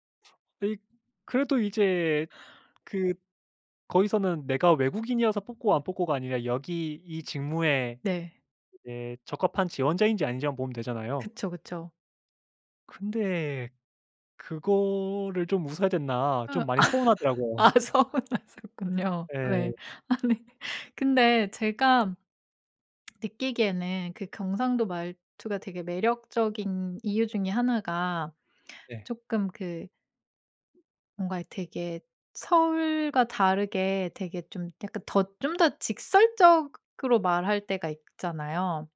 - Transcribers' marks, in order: other background noise; laugh; laughing while speaking: "아. 서운하셨군요. 네. 아니"; laugh; lip smack
- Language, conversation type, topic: Korean, podcast, 사투리나 말투가 당신에게 어떤 의미인가요?